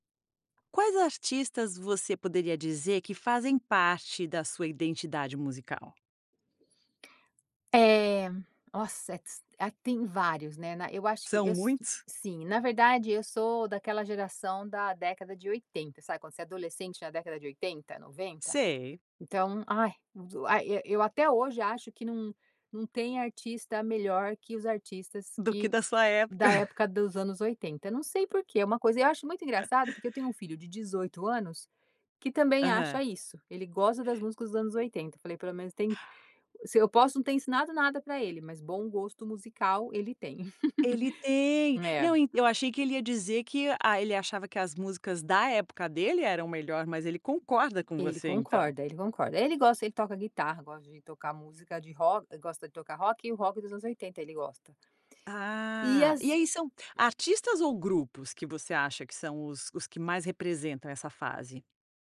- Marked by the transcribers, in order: chuckle; other noise; chuckle; background speech; tapping
- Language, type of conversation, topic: Portuguese, podcast, Que artistas você considera parte da sua identidade musical?